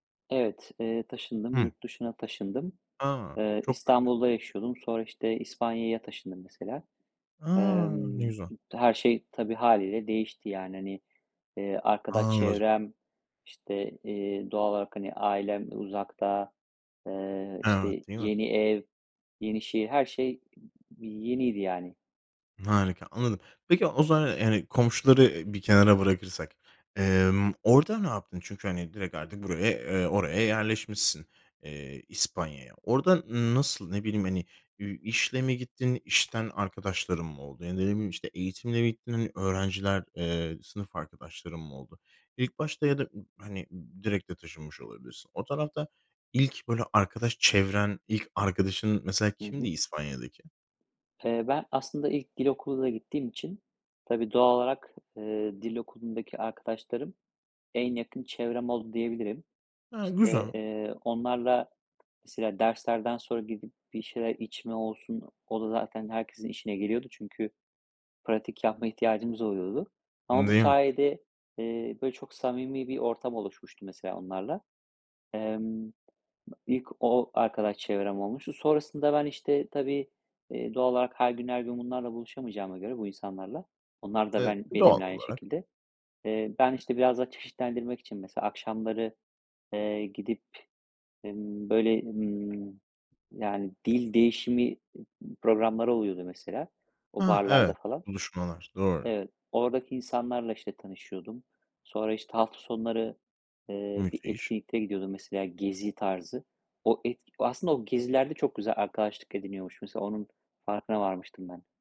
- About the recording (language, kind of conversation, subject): Turkish, podcast, Yabancı bir şehirde yeni bir çevre nasıl kurulur?
- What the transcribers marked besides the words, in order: unintelligible speech; other background noise